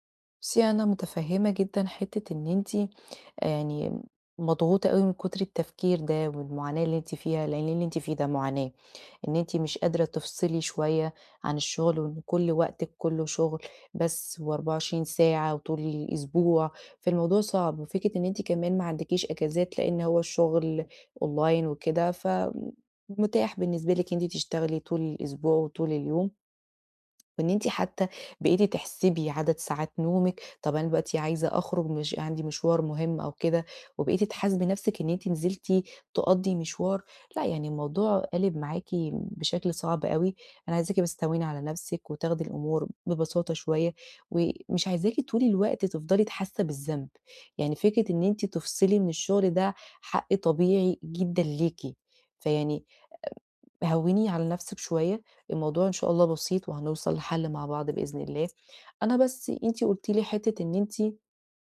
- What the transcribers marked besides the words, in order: in English: "online"; tapping
- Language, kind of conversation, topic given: Arabic, advice, إزاي آخد بريكات قصيرة وفعّالة في الشغل من غير ما أحس بالذنب؟